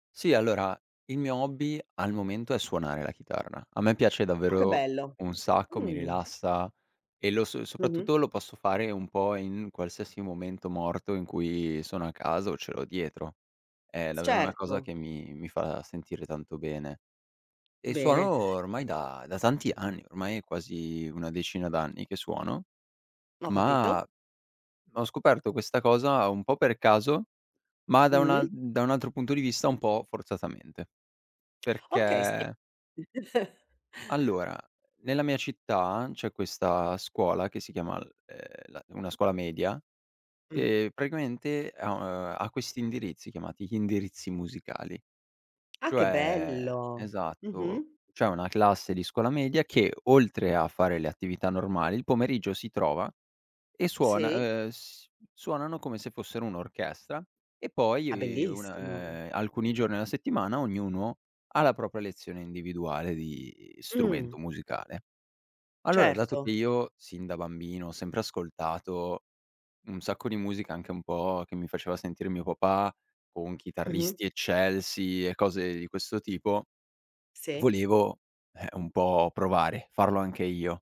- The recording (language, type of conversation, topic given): Italian, podcast, Come hai scoperto la passione per questo hobby?
- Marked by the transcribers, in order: chuckle; "cioè" said as "ceh"